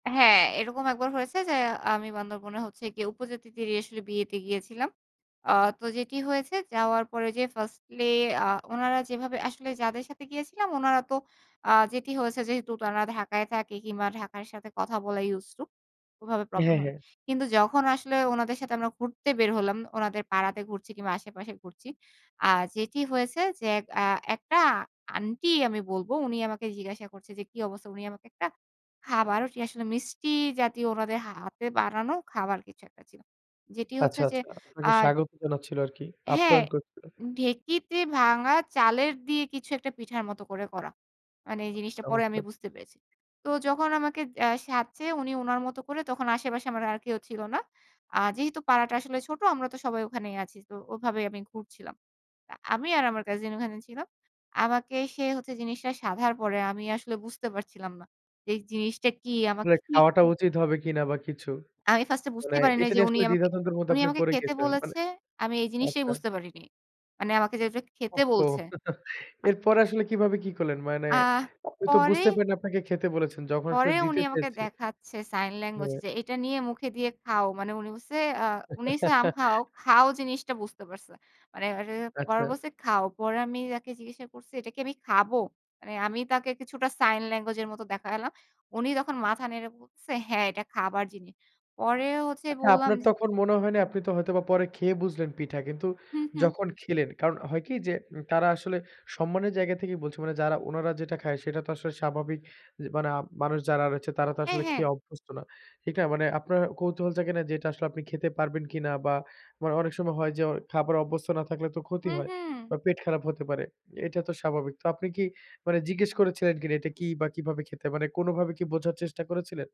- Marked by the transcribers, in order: unintelligible speech; laugh; other background noise; laugh; unintelligible speech
- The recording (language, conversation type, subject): Bengali, podcast, ভ্রমণের সময় ভাষার সমস্যা হলে আপনি কীভাবে অন্যদের সঙ্গে যোগাযোগ করেন?
- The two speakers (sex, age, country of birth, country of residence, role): female, 25-29, Bangladesh, Bangladesh, guest; male, 25-29, Bangladesh, Bangladesh, host